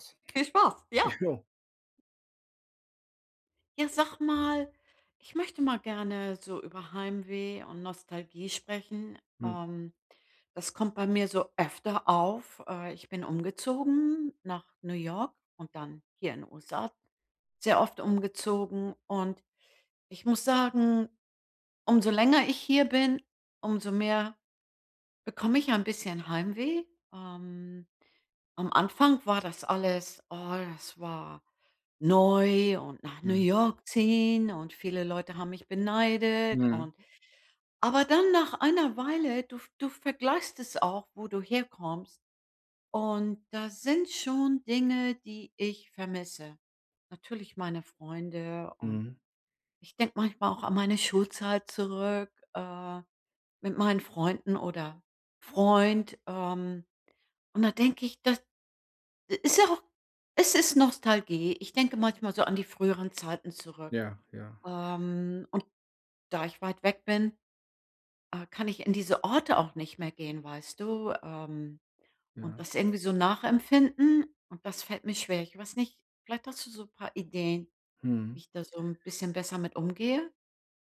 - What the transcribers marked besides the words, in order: joyful: "Viel Spaß, ja"; stressed: "neu"
- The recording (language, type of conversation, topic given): German, advice, Wie kann ich besser mit Heimweh und Nostalgie umgehen?